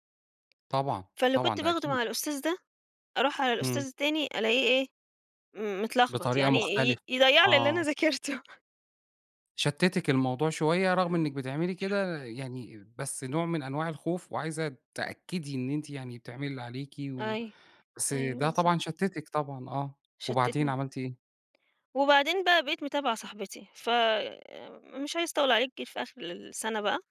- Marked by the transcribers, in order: tapping; laughing while speaking: "ذاكرتُه"; unintelligible speech
- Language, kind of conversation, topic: Arabic, podcast, مين ساعدك وقت ما كنت تايه/ة، وحصل ده إزاي؟